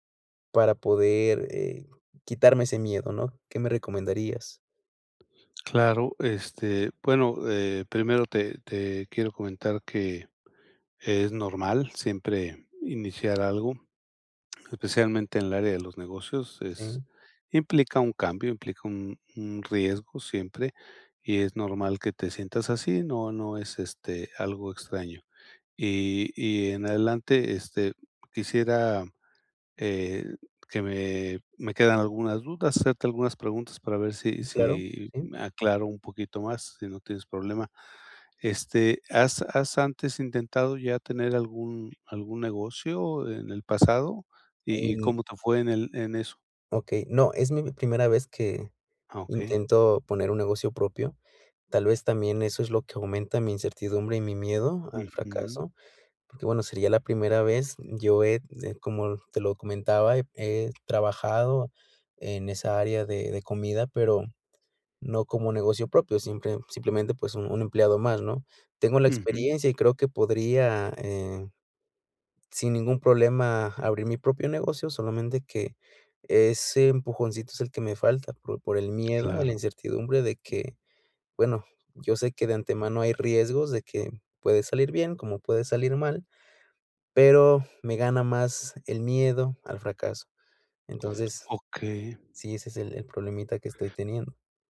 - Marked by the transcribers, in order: other background noise
- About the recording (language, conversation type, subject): Spanish, advice, Miedo al fracaso y a tomar riesgos